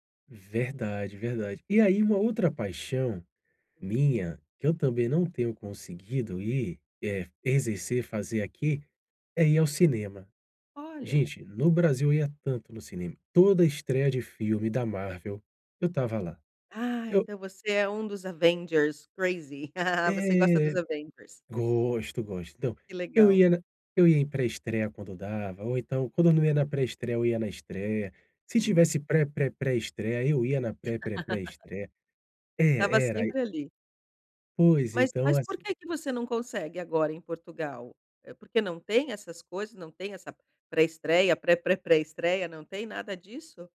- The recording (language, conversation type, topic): Portuguese, advice, Como posso encontrar tempo para minhas paixões pessoais?
- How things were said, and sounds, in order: other noise; tapping; in English: "crazy"; laugh; laugh